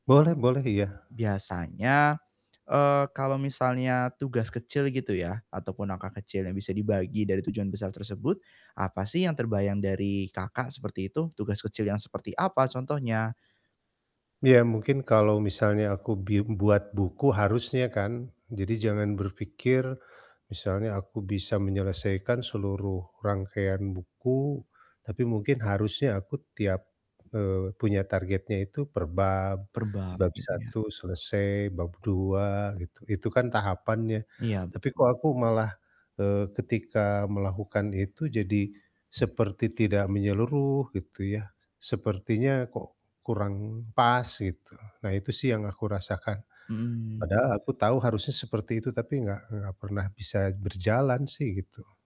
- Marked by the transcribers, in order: none
- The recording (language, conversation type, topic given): Indonesian, advice, Bagaimana cara memecah tujuan besar menjadi tugas-tugas kecil yang bisa saya lakukan?